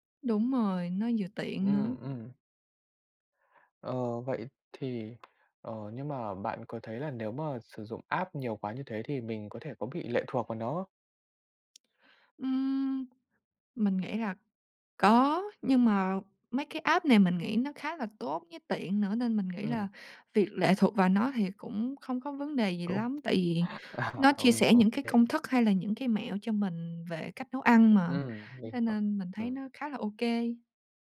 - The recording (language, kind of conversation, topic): Vietnamese, podcast, Làm thế nào để lên thực đơn cho một tuần bận rộn?
- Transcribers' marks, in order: tapping; in English: "app"; other background noise; in English: "app"; laughing while speaking: "à"